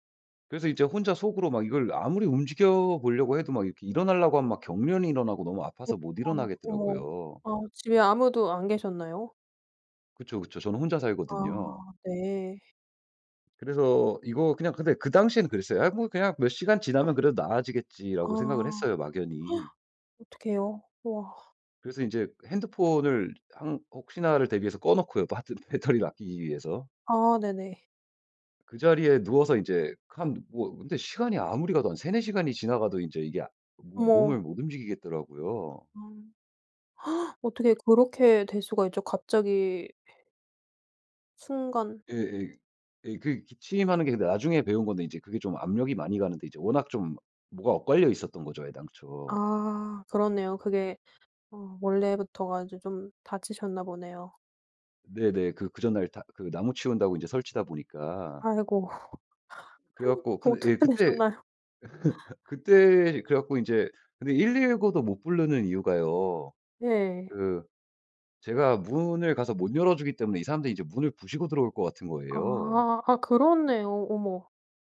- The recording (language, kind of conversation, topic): Korean, podcast, 잘못된 길에서 벗어나기 위해 처음으로 어떤 구체적인 행동을 하셨나요?
- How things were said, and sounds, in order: tapping; gasp; gasp; other background noise; laugh; laughing while speaking: "어떻게 되셨나요?"; laugh